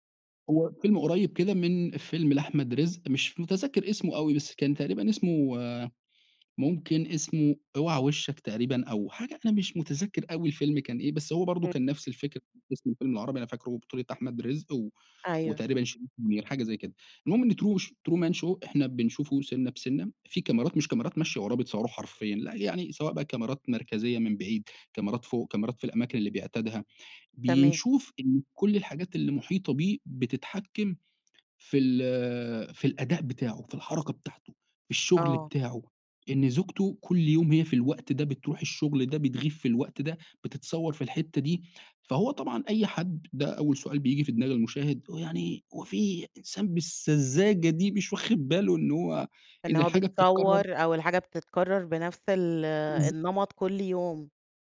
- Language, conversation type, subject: Arabic, podcast, ما آخر فيلم أثّر فيك وليه؟
- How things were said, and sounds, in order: in English: "Truman Show"